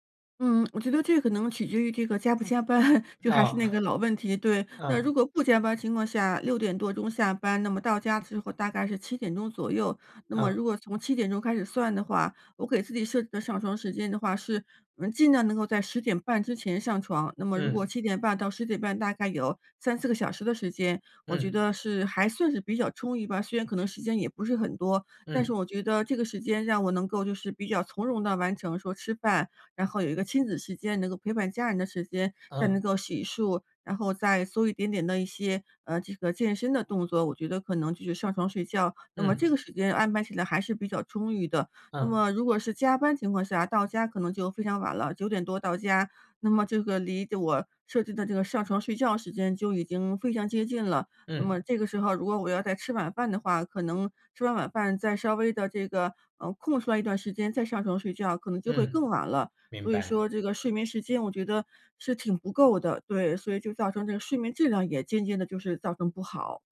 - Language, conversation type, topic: Chinese, advice, 我晚上睡不好、白天总是没精神，该怎么办？
- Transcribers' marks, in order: other background noise; laughing while speaking: "班"; cough